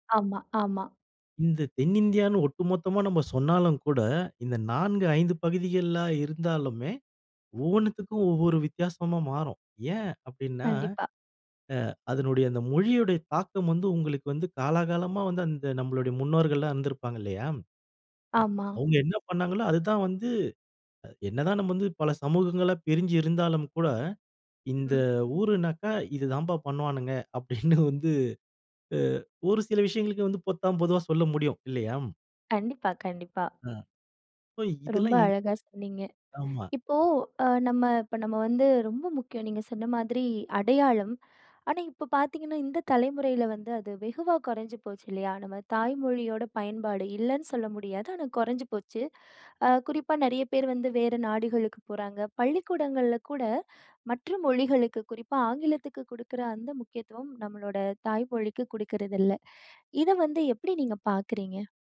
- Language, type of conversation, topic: Tamil, podcast, தாய்மொழி உங்கள் அடையாளத்திற்கு எவ்வளவு முக்கியமானது?
- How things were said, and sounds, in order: other background noise; chuckle